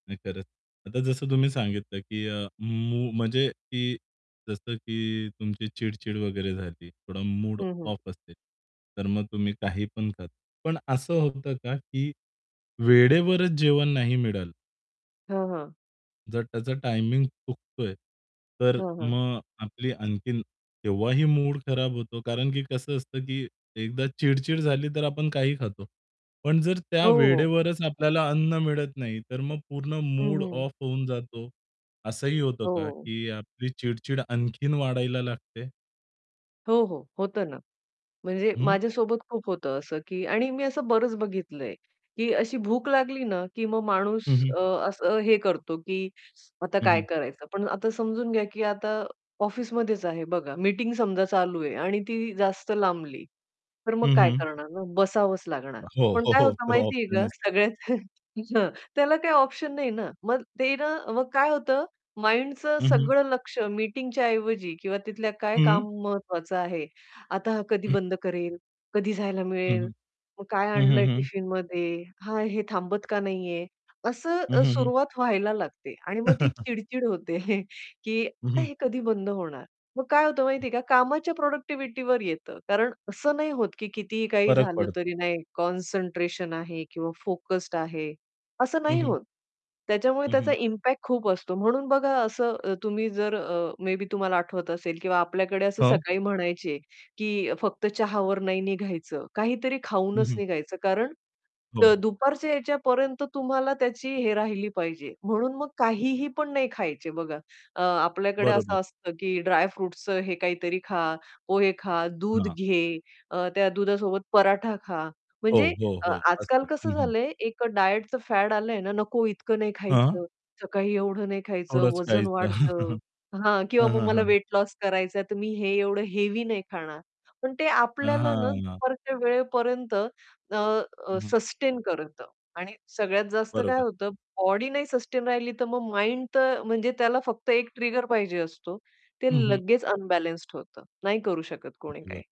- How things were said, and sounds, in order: other background noise; static; distorted speech; chuckle; in English: "माइंडचं"; chuckle; in English: "प्रॉडक्टिव्हिटीवर"; in English: "इम्पॅक्ट"; in English: "मे बी"; chuckle; in English: "सस्टेन"; in English: "सस्टेन"; in English: "अनबॅलन्स्ड"
- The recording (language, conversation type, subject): Marathi, podcast, अन्न आणि मूड यांचं नातं तुमच्या दृष्टीने कसं आहे?